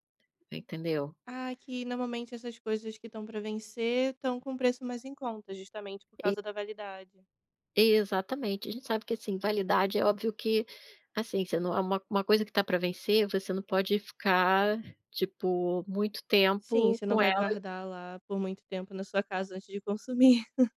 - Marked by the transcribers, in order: chuckle
- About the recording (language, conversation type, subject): Portuguese, podcast, Como você decide quando gastar e quando economizar dinheiro?